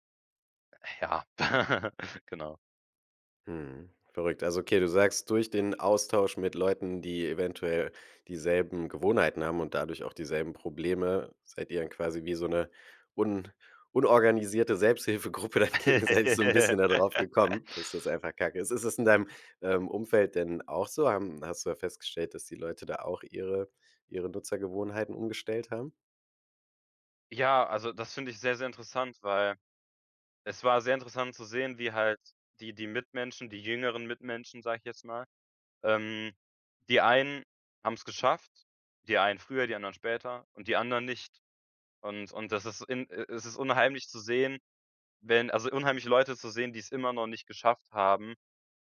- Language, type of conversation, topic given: German, podcast, Wie vermeidest du, dass Social Media deinen Alltag bestimmt?
- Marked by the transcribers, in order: chuckle; laughing while speaking: "Selbsthilfegruppe dagegen, selbst"; laugh